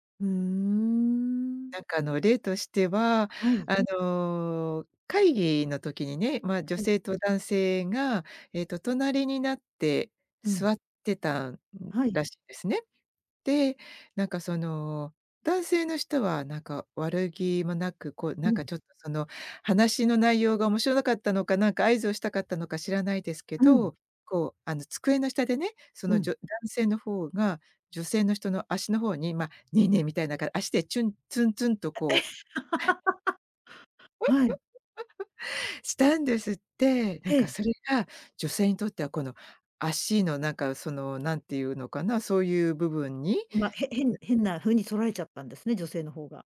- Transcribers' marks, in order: laugh
- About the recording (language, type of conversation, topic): Japanese, podcast, ジェスチャーの意味が文化によって違うと感じたことはありますか？